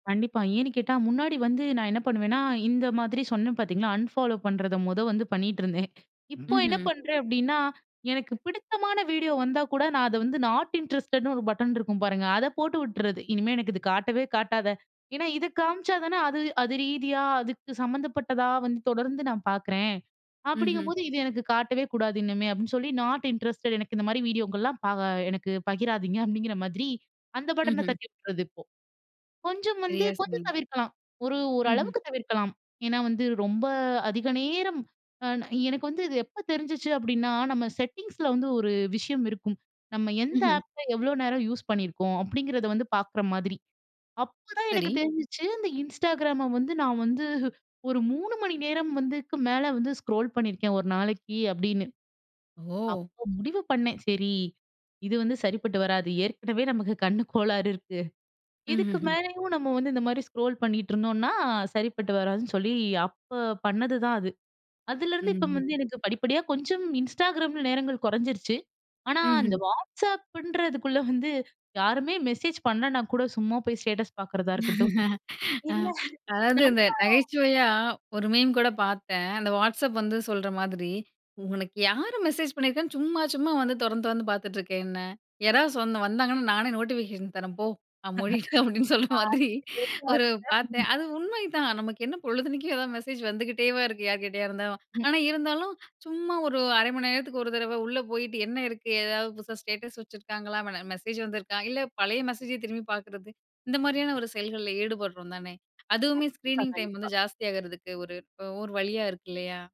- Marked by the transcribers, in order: in English: "அன்ஃபாலோ"; laughing while speaking: "பண்ணிட்டுருந்தேன்"; in English: "நாட் இன்ட்ரஸ்டட்ன்னு"; in English: "நாட் இன்ட்ரஸ்டட்"; in English: "பட்டன"; in English: "செட்டிங்ஸில"; in English: "ஆப்ப"; "வந்து, இதுக்கு" said as "வந்ததுக்கு"; in English: "ஸ்க்ரோல்"; laughing while speaking: "கண்ணு கோளாறு இருக்கு"; in English: "ஸ்க்ரோல்"; laughing while speaking: "WhatsAppன்றதுக்குள்ள வந்து, யாருமே"; laugh; in English: "ஸ்டேட்டஸ்"; in English: "மீம்"; laughing while speaking: "இல்ல நம்ம"; in English: "நோட்டிஃபிகேஷன்"; laughing while speaking: "மூடிட்டேன்'' அப்டின்னு சொல்ற மாதிரி"; laugh; unintelligible speech; in English: "ஸ்டேட்டஸ்"; in English: "ஸ்க்ரீனிங்"
- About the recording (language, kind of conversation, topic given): Tamil, podcast, ஸ்கிரீன் நேரத்தை எப்படிக் கட்டுப்படுத்தலாம்?